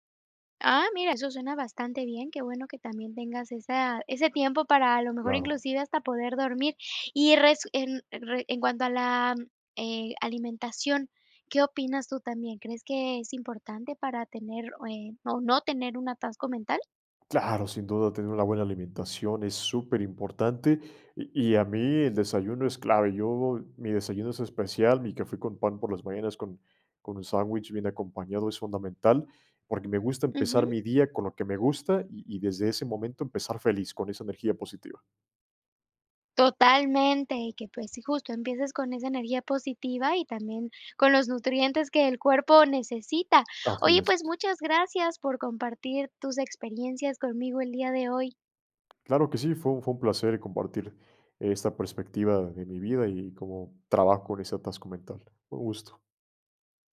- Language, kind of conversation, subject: Spanish, podcast, ¿Qué técnicas usas para salir de un bloqueo mental?
- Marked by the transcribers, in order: other background noise; tapping